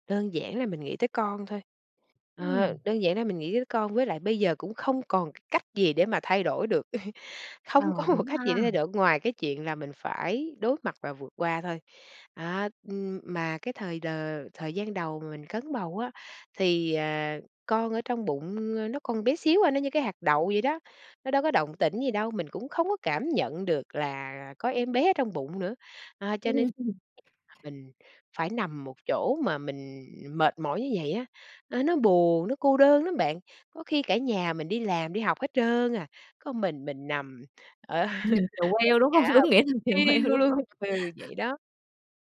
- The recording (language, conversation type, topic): Vietnamese, podcast, Lần đầu làm cha hoặc mẹ, bạn đã cảm thấy thế nào?
- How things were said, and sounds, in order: chuckle; laughing while speaking: "một"; other background noise; unintelligible speech; laughing while speaking: "ờ"; laughing while speaking: "Đúng nghĩa"; laughing while speaking: "chèo queo"